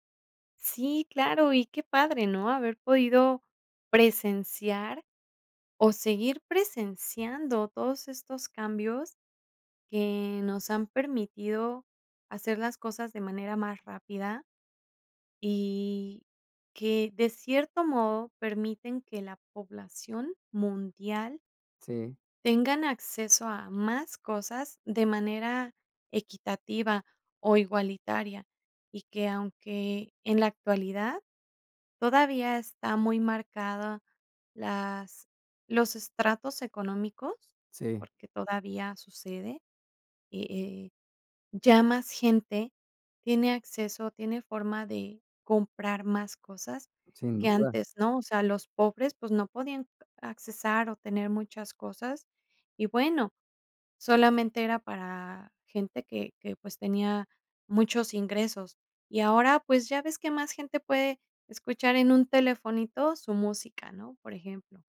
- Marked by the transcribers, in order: none
- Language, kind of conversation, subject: Spanish, podcast, ¿Cómo descubres música nueva hoy en día?
- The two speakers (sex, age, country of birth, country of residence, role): female, 40-44, Mexico, Mexico, guest; male, 40-44, Mexico, Mexico, host